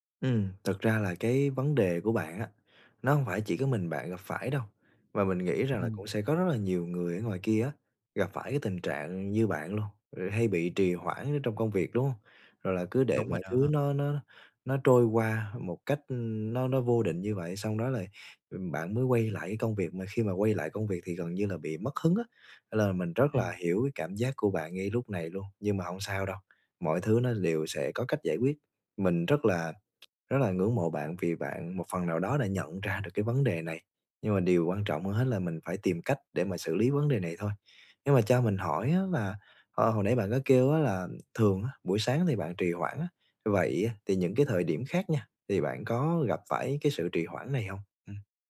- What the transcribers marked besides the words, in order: lip smack; tapping
- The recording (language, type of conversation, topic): Vietnamese, advice, Làm sao để tập trung và tránh trì hoãn mỗi ngày?